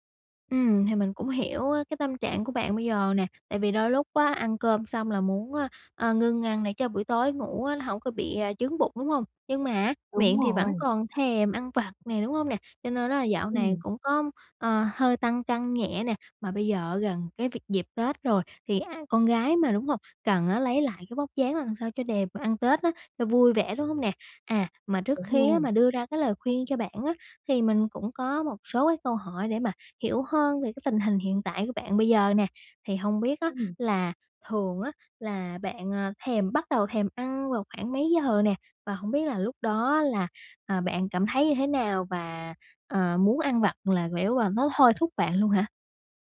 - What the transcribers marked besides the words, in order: other background noise
- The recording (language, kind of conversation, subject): Vietnamese, advice, Vì sao bạn khó bỏ thói quen ăn vặt vào buổi tối?